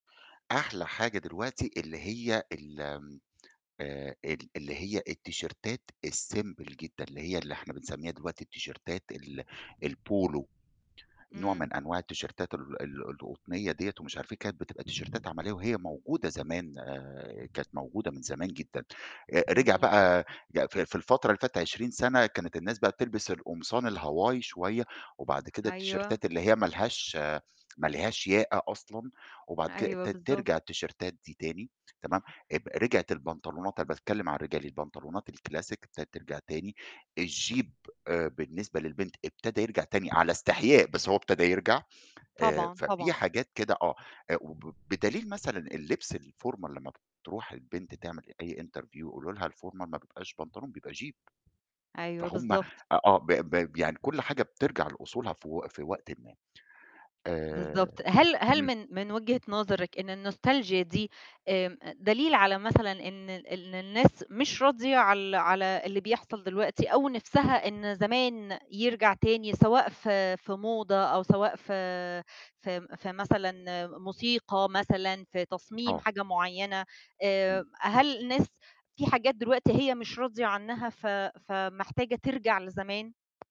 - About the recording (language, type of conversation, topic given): Arabic, podcast, إزاي النوستالجيا رجعت تتحكم في ذوق الناس؟
- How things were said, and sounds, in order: in English: "الsimple"; in English: "الclassic"; in French: "الjupe"; in English: "الformal"; in English: "interview"; in English: "الformal"; in French: "jupe"; in English: "الnostalgia"; other background noise